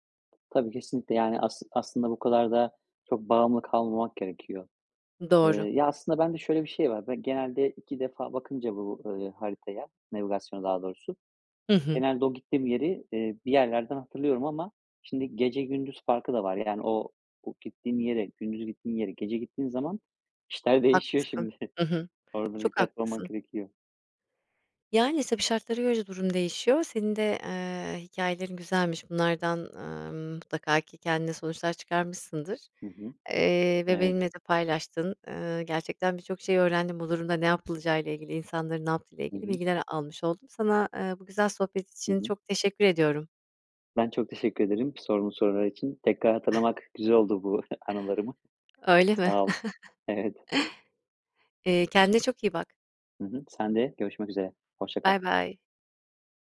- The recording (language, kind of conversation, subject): Turkish, podcast, Telefonunun şarjı bittiğinde yolunu nasıl buldun?
- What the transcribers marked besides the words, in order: tapping; chuckle; other background noise; chuckle; other noise; chuckle